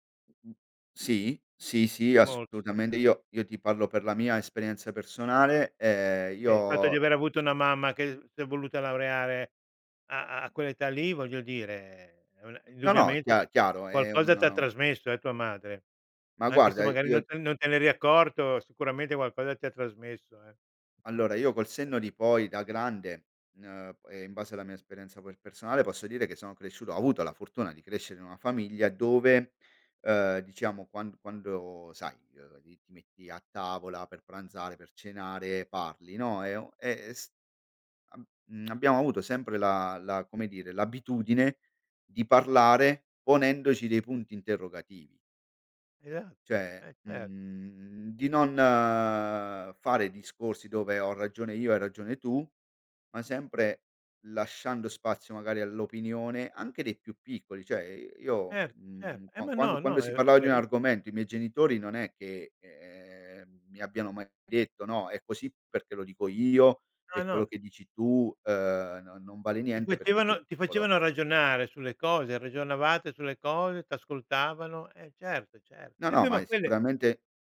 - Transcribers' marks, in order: unintelligible speech; chuckle; "Cioè" said as "ceh"; "cioè" said as "ceh"
- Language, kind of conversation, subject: Italian, podcast, Cosa ti motiva a continuare a studiare?